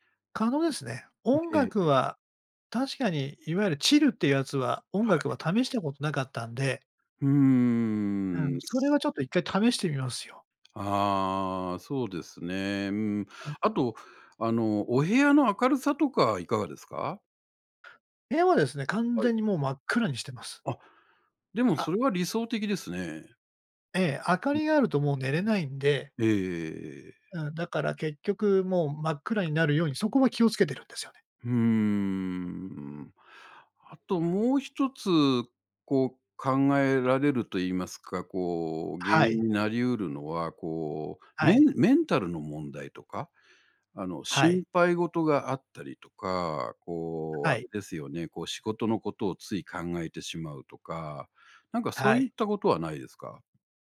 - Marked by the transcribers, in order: none
- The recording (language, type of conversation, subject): Japanese, advice, 夜に何時間も寝つけないのはどうすれば改善できますか？